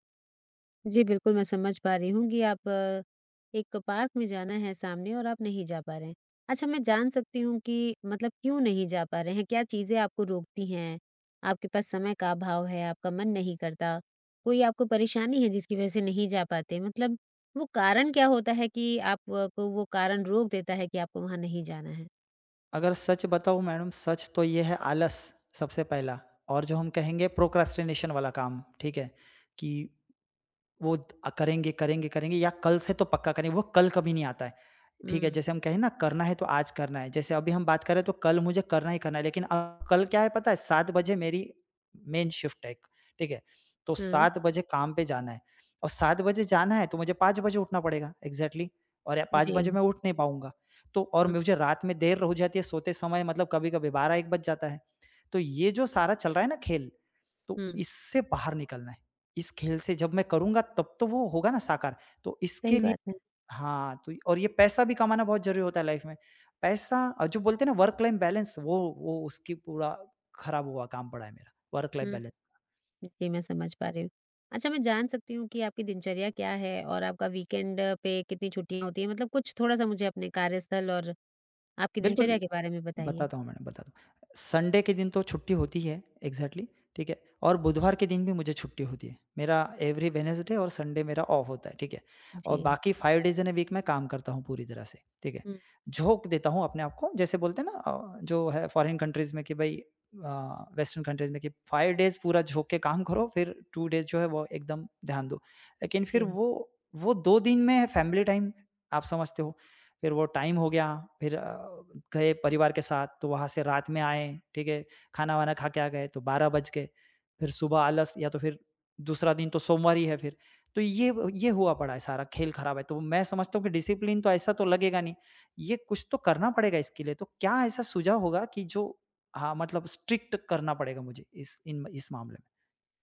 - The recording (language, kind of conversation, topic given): Hindi, advice, आप समय का गलत अनुमान क्यों लगाते हैं और आपकी योजनाएँ बार-बार क्यों टूट जाती हैं?
- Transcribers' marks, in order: in English: "प्रोक्रेस्टिनेशन"; other background noise; in English: "मेन शिफ्ट"; in English: "एक्ज़ैक्टली"; in English: "लाइफ"; in English: "वर्क लाइन बैलेंस"; in English: "वर्क लाइफ बैलेंस"; in English: "वीकेंड"; in English: "संडे"; in English: "एक्ज़ैक्टली"; in English: "एवरी वेडनेसडे"; in English: "संडे"; in English: "ऑफ"; in English: "फाइव डेज़ इन अ, वीक"; in English: "फ़ौरन कन्ट्रीज"; in English: "वेस्टर्न कन्ट्रीज"; in English: "फाइव डेज़"; in English: "टू डेज़"; in English: "फैमिली टाइम"; in English: "टाइम"; in English: "डिसिप्लिन"; in English: "स्ट्रिक्ट"; tapping